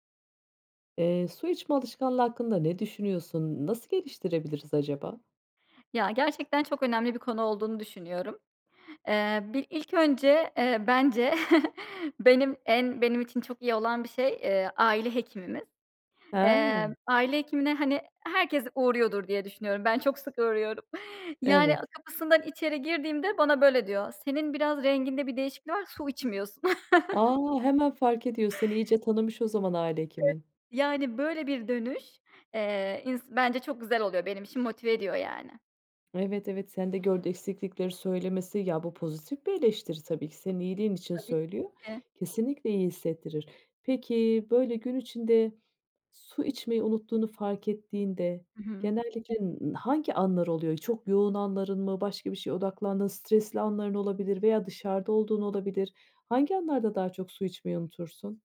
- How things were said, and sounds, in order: chuckle; laughing while speaking: "uğruyorum"; chuckle; other noise; unintelligible speech; other background noise
- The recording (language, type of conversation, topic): Turkish, podcast, Gün içinde su içme alışkanlığını nasıl geliştirebiliriz?